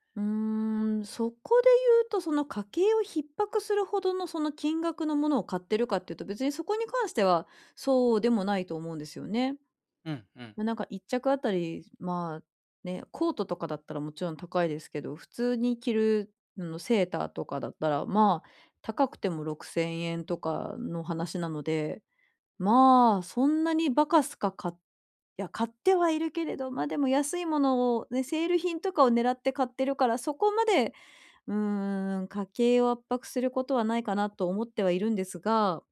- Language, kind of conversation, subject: Japanese, advice, 衝動買いを抑えるにはどうすればいいですか？
- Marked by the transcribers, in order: none